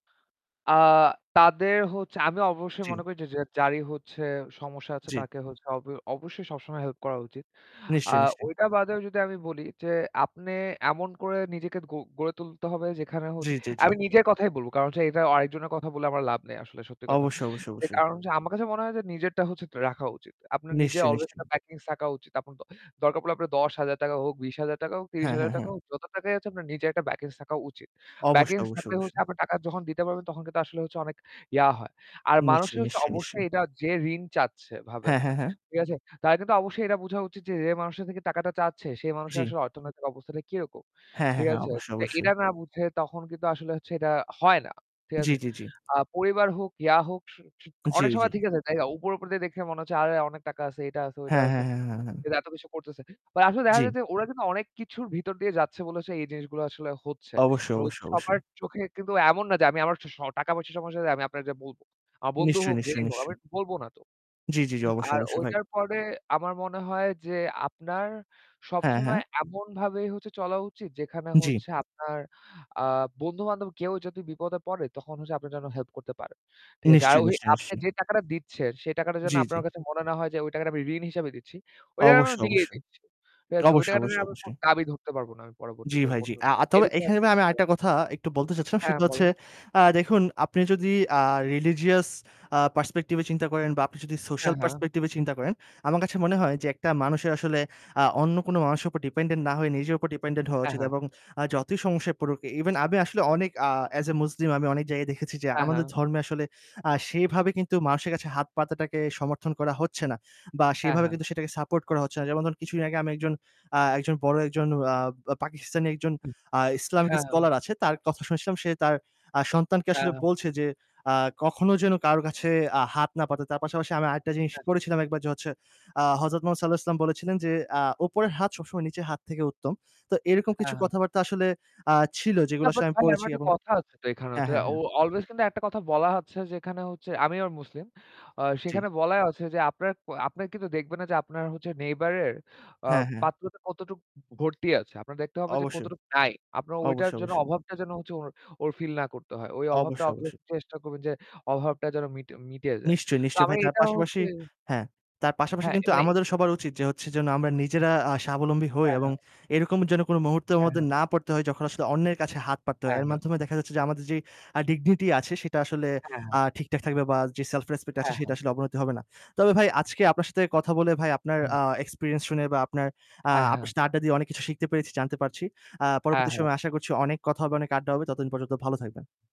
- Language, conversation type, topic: Bengali, unstructured, টাকা নিয়ে দরাদরি করার সময় কীভাবে সম্পর্ক ভালো রাখা যায়?
- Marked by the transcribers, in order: static; "ঠিক" said as "থি"; "তাদের" said as "তাএর"; "কিন্তু" said as "কিতু"; tapping; unintelligible speech; "হলে" said as "হএ"; "আমি" said as "আবি"; "টাকাটা" said as "আআতা"; distorted speech; "কোনরকম" said as "কোনর"; unintelligible speech; in English: "religious"; in English: "perspective"; in English: "social perspective"; in English: "dependent"; in English: "dependent"; in English: "as a muslim"; other background noise; "শুনেছিলাম" said as "শুনেশিলাম"; "আবার" said as "আওর"; in English: "neighbor"; unintelligible speech; in English: "dignity"; in English: "self respect"